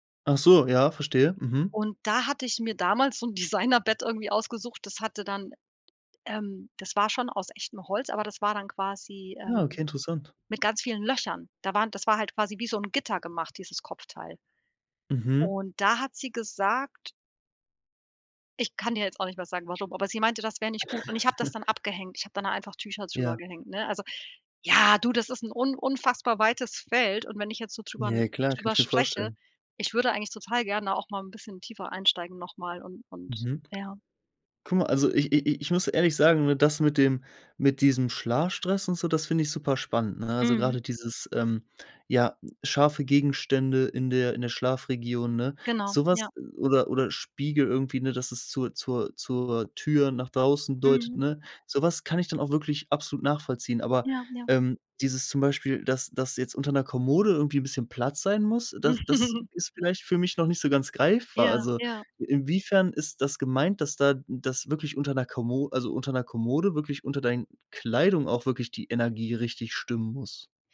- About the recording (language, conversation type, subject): German, podcast, Was machst du, um dein Zuhause gemütlicher zu machen?
- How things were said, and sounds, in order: laughing while speaking: "Designerbett"; chuckle; chuckle